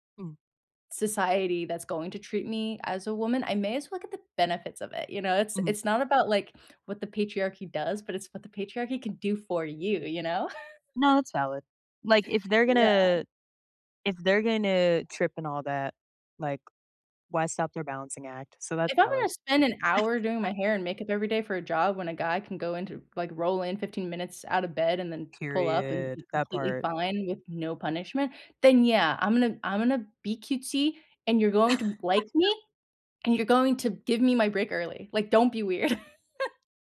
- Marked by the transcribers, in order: laugh; laugh; laugh; laugh
- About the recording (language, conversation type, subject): English, unstructured, Have you experienced favoritism in the workplace, and how did it feel?